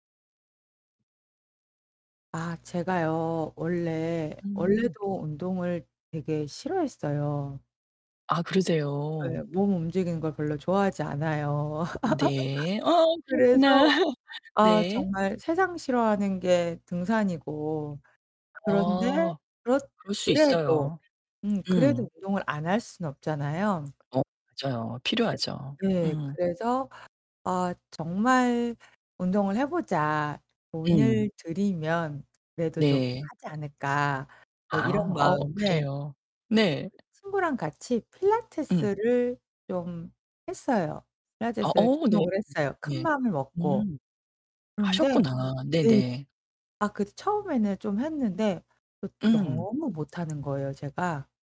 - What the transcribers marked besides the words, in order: static; other background noise; laughing while speaking: "그렇구나"; laugh; background speech; tapping; distorted speech; unintelligible speech
- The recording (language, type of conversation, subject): Korean, advice, 운동을 시작했는데도 동기부여가 계속 떨어지는 이유가 무엇인가요?